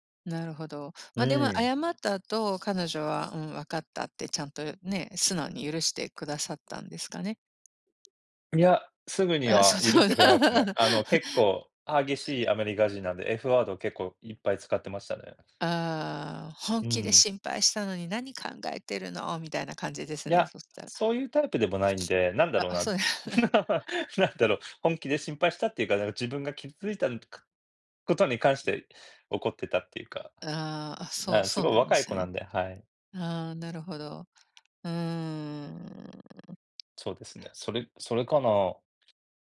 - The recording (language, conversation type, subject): Japanese, unstructured, 謝ることは大切だと思いますか、なぜですか？
- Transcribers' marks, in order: other background noise; tapping; laughing while speaking: "そ そんな"; other noise; laughing while speaking: "そうや"; chuckle; laugh